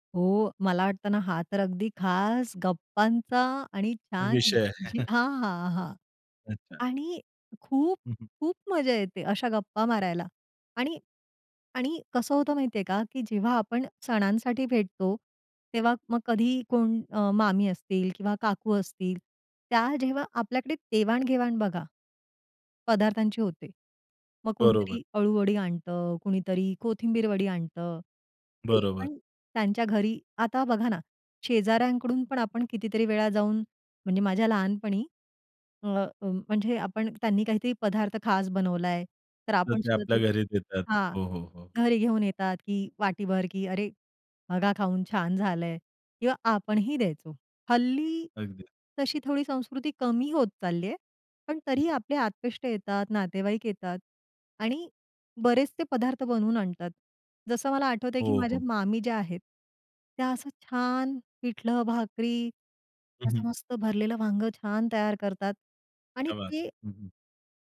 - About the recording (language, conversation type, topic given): Marathi, podcast, तुमच्या घरच्या खास पारंपरिक जेवणाबद्दल तुम्हाला काय आठवतं?
- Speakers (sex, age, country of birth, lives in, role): female, 40-44, India, India, guest; male, 30-34, India, India, host
- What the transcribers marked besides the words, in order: chuckle; tapping; other noise